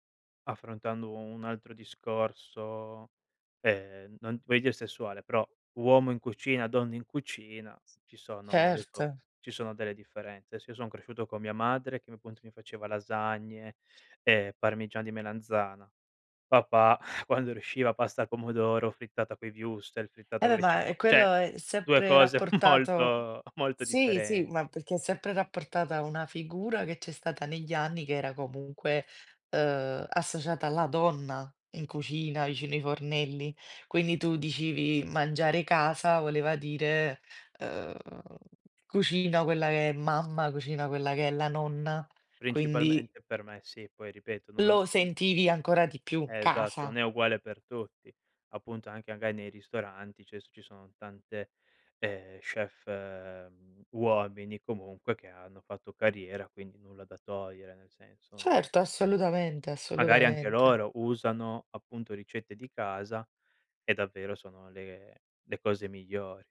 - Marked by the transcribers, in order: other background noise; "cioè" said as "ceh"; laughing while speaking: "molto"; chuckle; tapping; drawn out: "uhm"; "cioè" said as "ceh"
- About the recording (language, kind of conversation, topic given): Italian, podcast, Che cosa significa davvero per te “mangiare come a casa”?